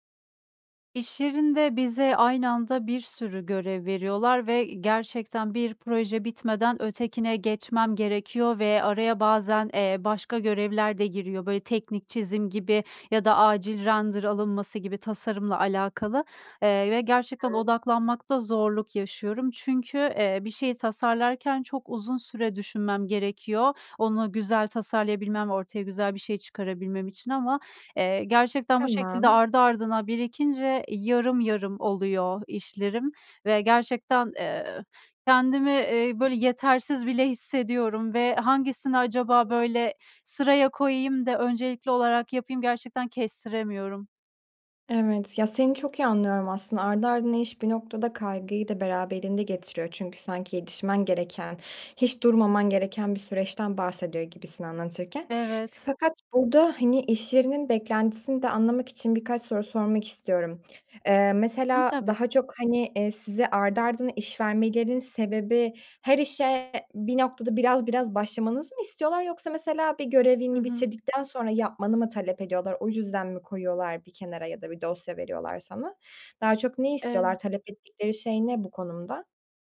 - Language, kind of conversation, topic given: Turkish, advice, Birden fazla görev aynı anda geldiğinde odağım dağılıyorsa önceliklerimi nasıl belirleyebilirim?
- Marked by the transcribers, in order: unintelligible speech; unintelligible speech